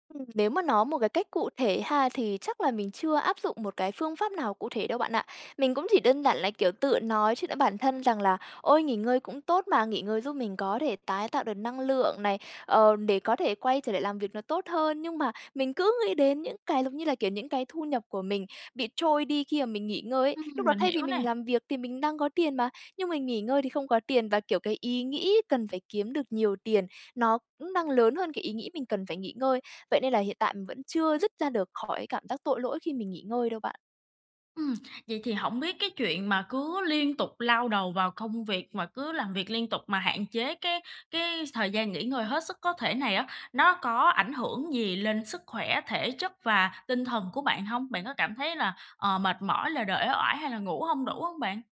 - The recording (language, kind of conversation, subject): Vietnamese, advice, Làm sao để nghỉ ngơi mà không thấy tội lỗi?
- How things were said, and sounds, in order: tapping